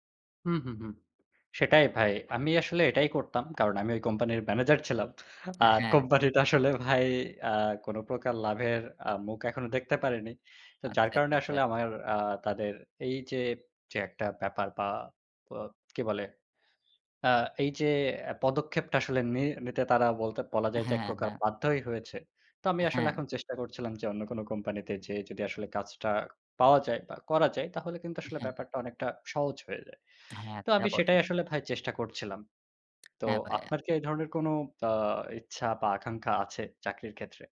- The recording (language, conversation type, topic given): Bengali, unstructured, তোমার স্বপ্নের চাকরিটা কেমন হবে?
- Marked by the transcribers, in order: tapping; laughing while speaking: "কোম্পানিটা আসলে ভাই"; horn